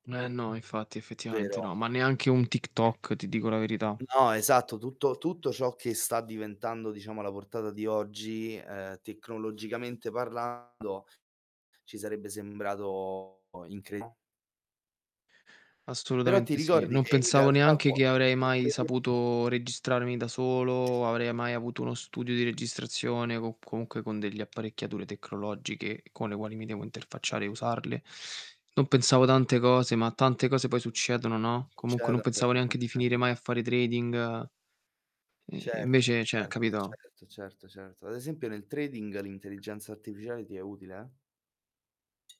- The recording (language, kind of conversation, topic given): Italian, unstructured, Come vedi l’uso dell’intelligenza artificiale nella vita di tutti i giorni?
- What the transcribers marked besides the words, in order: static; distorted speech; tapping; other background noise; unintelligible speech; "tecnologiche" said as "tecnologgiche"; drawn out: "trading"; "cioè" said as "ceh"